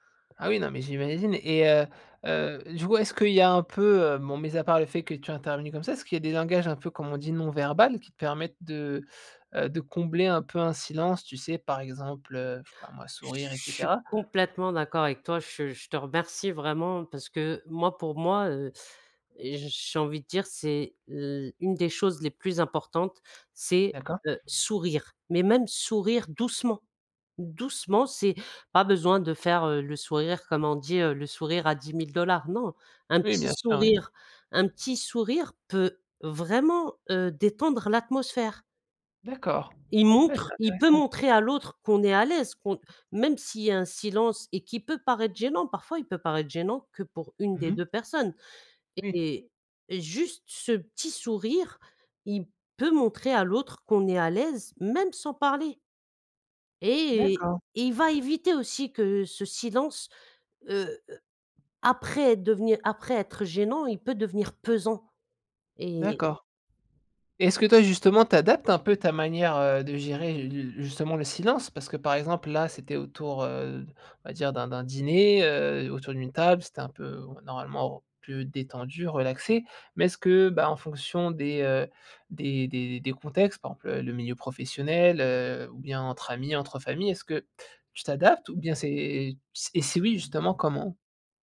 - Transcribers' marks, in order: tapping; other background noise
- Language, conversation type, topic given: French, podcast, Comment gères-tu les silences gênants en conversation ?